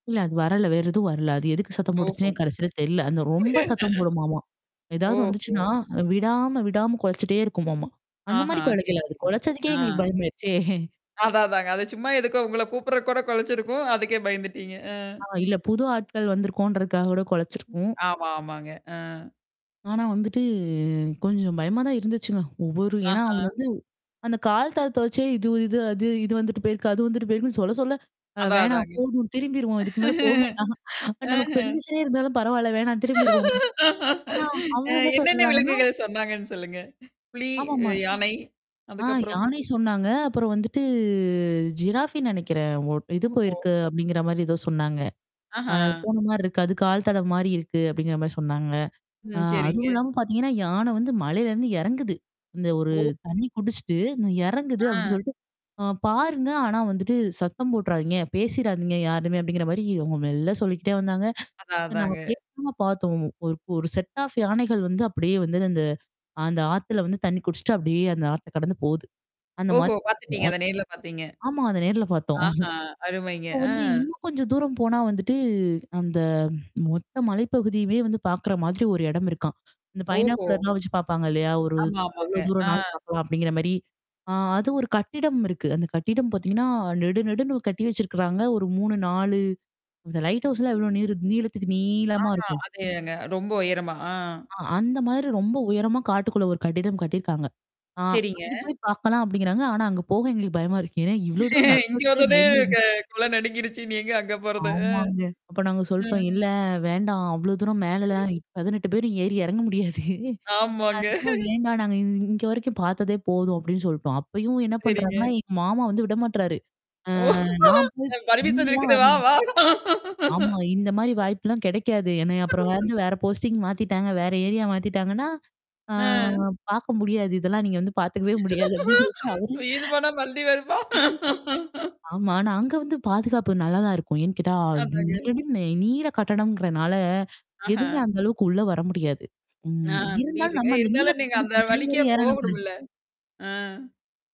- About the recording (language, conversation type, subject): Tamil, podcast, காடிலிருந்து நீ கற்றுக்கொண்ட ஒரு முக்கியமான பாடம் உன் வாழ்க்கையில் எப்படி வெளிப்படுகிறது?
- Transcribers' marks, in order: static; unintelligible speech; distorted speech; laughing while speaking: "பயமாயிருச்சே!"; drawn out: "வந்துட்டு"; "தடத்த" said as "தள்த்த"; laughing while speaking: "போ வேண்டாம்"; laugh; in English: "பெர்மிஷனே"; laughing while speaking: "அ என்னென்ன விலங்குகள் சொன்னாங்கன்னு, சொல்லுங்க?"; tapping; other background noise; mechanical hum; drawn out: "வந்துட்டு"; in English: "ஜிராஃபின்னு"; unintelligible speech; in English: "செட் ஆஃப்"; unintelligible speech; laughing while speaking: "பாத்தோம்"; in English: "பைனாக்குலர்லாம்"; in English: "லைட் ஹவுஸ்லாம்"; "நீள்" said as "நீரு"; drawn out: "நீளமா"; laughing while speaking: "இங்க வந்தோனே க கொல நடுங்கிருச்சு, இனி எங்க அங்க போறது?"; unintelligible speech; laughing while speaking: "எறங்க முடியாது"; laugh; laughing while speaking: "ஓ! பர்மிஷன் இருக்குது வா வா!"; in English: "பர்மிஷன்"; drawn out: "அ"; laugh; in English: "போஸ்டிங்"; laughing while speaking: "இதெல்லாம் நீங்க வந்து பாத்துக்கவே முடியாது. அப்பிடி சொல்லிட்டு அவரு"; laughing while speaking: "உயிரு போனா மறுபடி வருமா?"; other noise; laugh